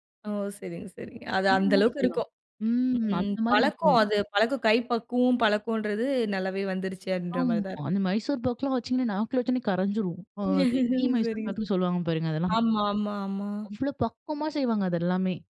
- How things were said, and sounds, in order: drawn out: "ம்"; laughing while speaking: "சரிங்க, சரிங்க"
- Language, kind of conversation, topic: Tamil, podcast, பண்டிகை உணவுகளை இன்னும் சிறப்பாகச் செய்ய உதவும் சிறிய ரகசியங்கள் என்னென்ன?